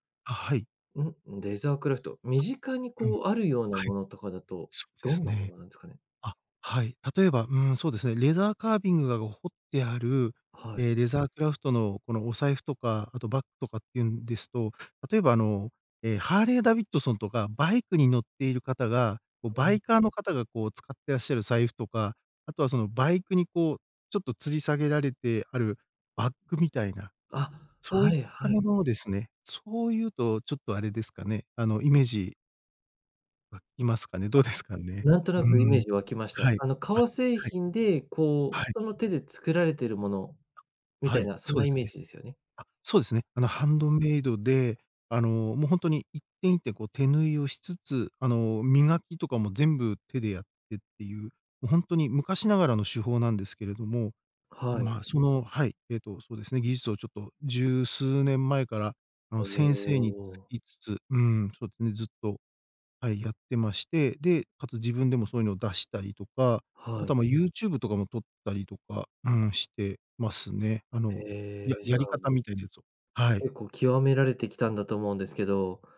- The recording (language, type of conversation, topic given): Japanese, advice, 失敗するといつまでも自分を責めてしまう
- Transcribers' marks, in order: in English: "レザークラフト"; in English: "レザーカービング"; in English: "レザークラフト"; other background noise; tapping